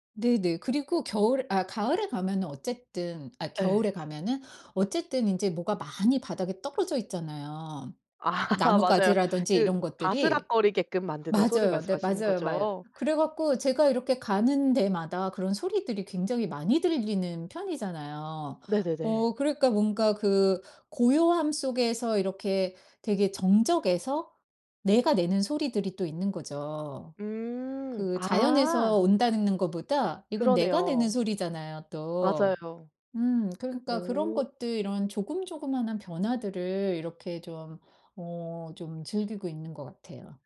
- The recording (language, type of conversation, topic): Korean, podcast, 숲이나 산에 가면 기분이 어떻게 달라지나요?
- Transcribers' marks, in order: laugh